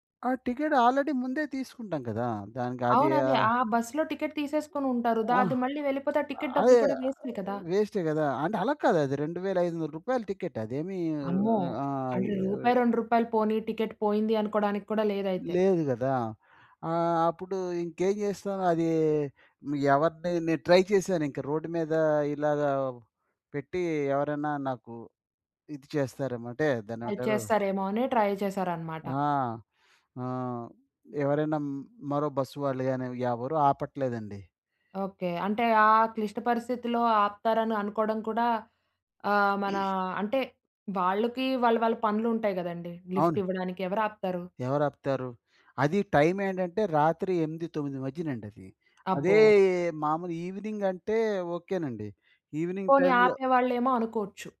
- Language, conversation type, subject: Telugu, podcast, ఒకరికి క్షమాపణ చెప్పడం మాత్రమే సరిపోతుందా, లేక ఇంకేమైనా చేయాలా?
- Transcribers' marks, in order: in English: "ఆల్రెడీ"; in English: "ట్రై"; in English: "హెల్ప్"; in English: "ట్రై"; other background noise; in English: "లిఫ్ట్"; in English: "ఈవెనింగ్"; in English: "ఈవెనింగ్ టైమ్‌లో"